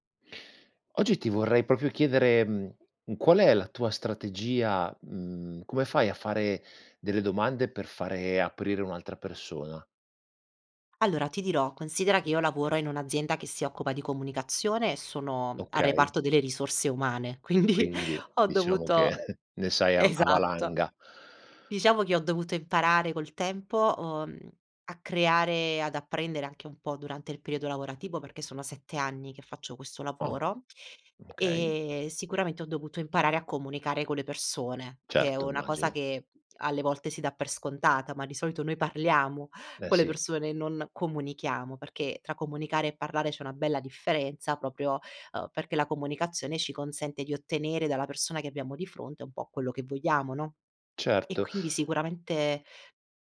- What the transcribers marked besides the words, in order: "proprio" said as "propio"; other background noise; laughing while speaking: "quindi"; chuckle
- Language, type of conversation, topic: Italian, podcast, Come fai a porre domande che aiutino gli altri ad aprirsi?